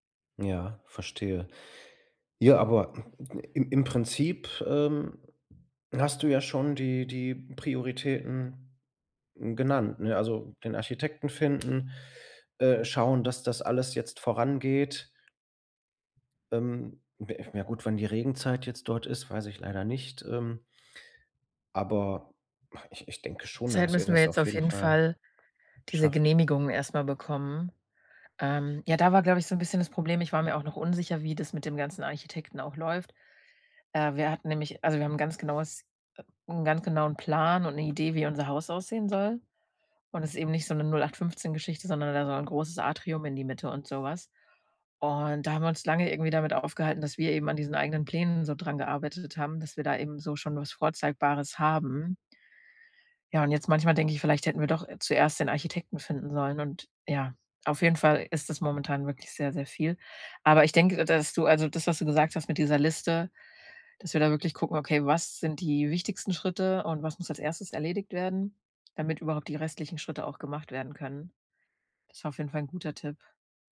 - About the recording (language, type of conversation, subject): German, advice, Wie kann ich Dringendes von Wichtigem unterscheiden, wenn ich meine Aufgaben plane?
- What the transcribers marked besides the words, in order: other noise; other background noise; unintelligible speech